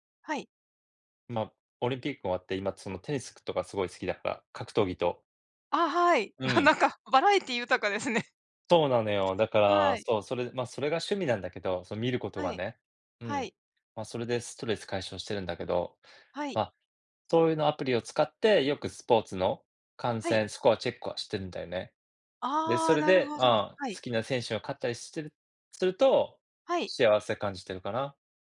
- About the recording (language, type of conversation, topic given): Japanese, unstructured, 技術の進歩によって幸せを感じたのはどんなときですか？
- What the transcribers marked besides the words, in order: "テニス" said as "テニスク"; other noise